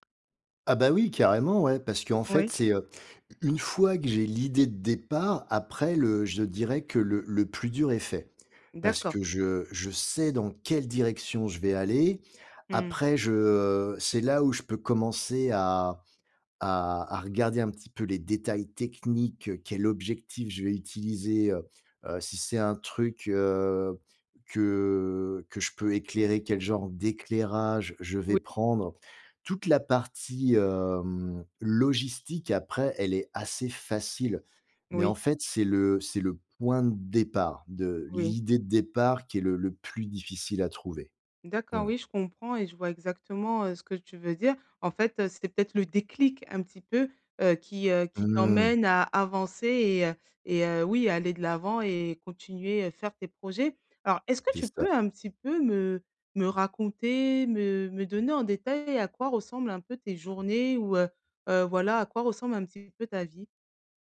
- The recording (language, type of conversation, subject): French, advice, Comment surmonter la procrastination pour créer régulièrement ?
- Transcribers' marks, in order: tapping; stressed: "techniques"; stressed: "logistique"; drawn out: "Mmh"; other background noise